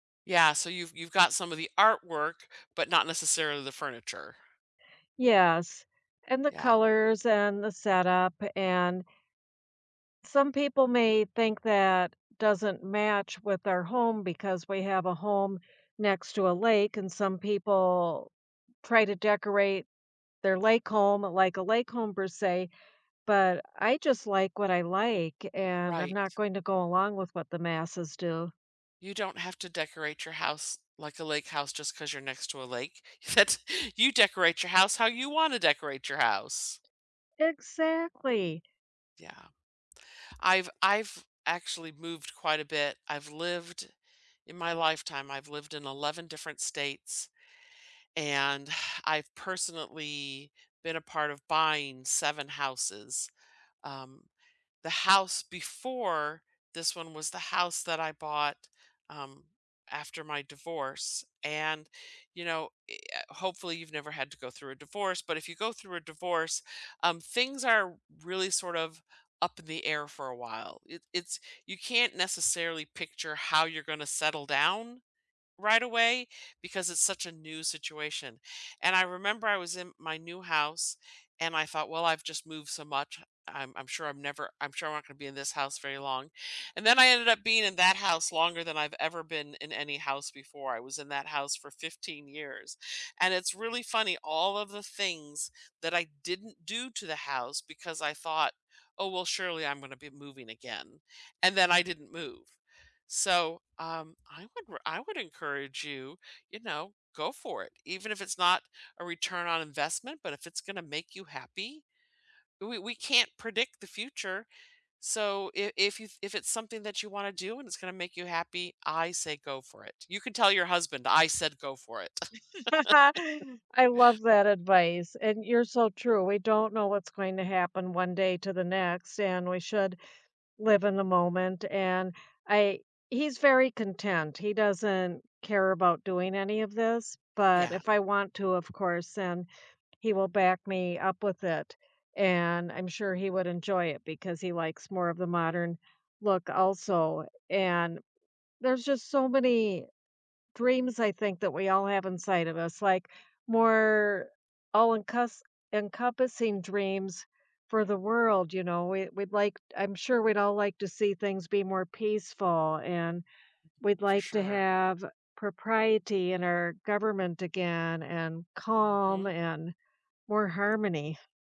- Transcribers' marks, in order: laughing while speaking: "That's"; tapping; laugh
- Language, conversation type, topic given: English, unstructured, What dreams do you hope to achieve in the next five years?